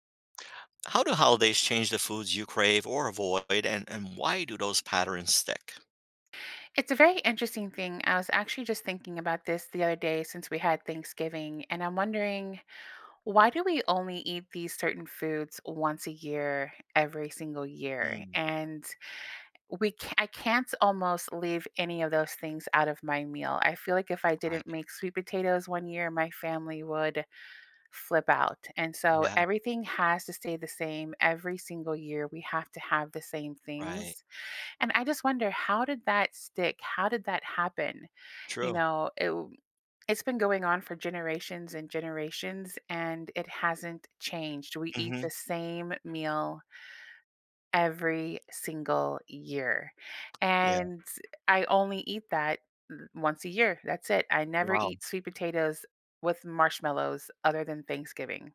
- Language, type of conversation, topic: English, unstructured, How can I understand why holidays change foods I crave or avoid?
- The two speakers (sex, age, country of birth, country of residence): female, 45-49, United States, United States; male, 60-64, Italy, United States
- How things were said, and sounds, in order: tapping; other background noise